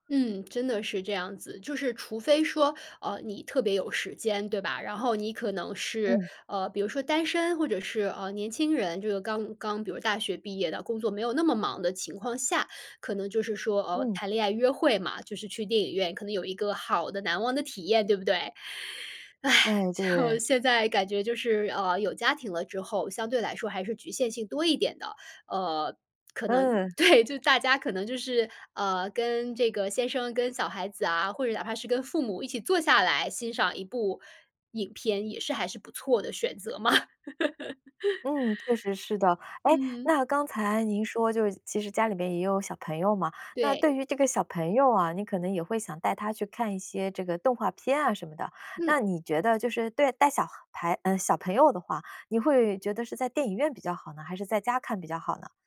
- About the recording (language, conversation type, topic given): Chinese, podcast, 你更喜欢在电影院观影还是在家观影？
- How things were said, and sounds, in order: other background noise; laughing while speaking: "对"; laugh